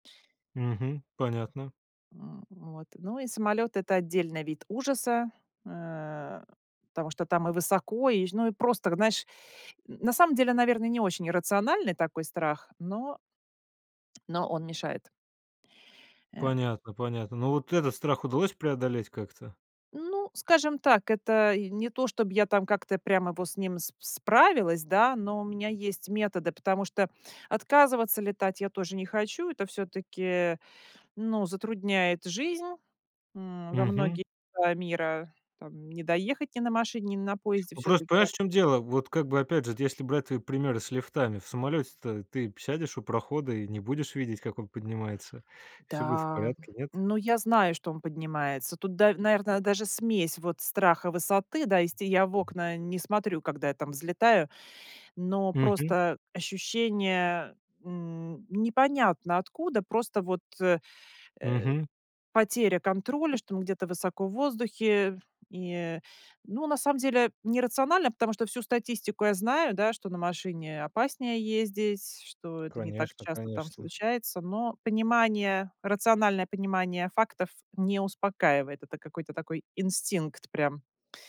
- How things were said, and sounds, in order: tapping; other background noise
- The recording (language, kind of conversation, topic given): Russian, podcast, Как ты работаешь со своими страхами, чтобы их преодолеть?